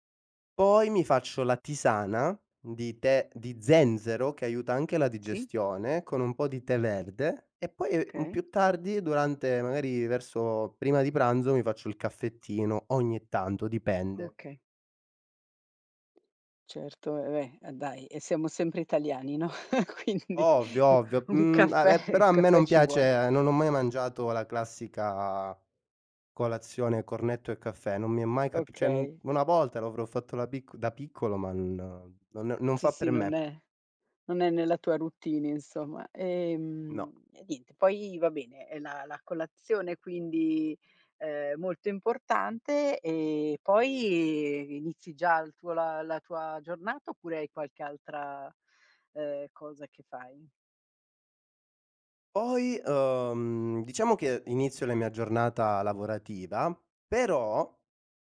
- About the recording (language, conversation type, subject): Italian, podcast, Come organizzi la tua routine mattutina per iniziare bene la giornata?
- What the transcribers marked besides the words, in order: "Okay" said as "kay"; other background noise; laugh; laughing while speaking: "quindi"; laughing while speaking: "caffè"; "cioè" said as "ceh"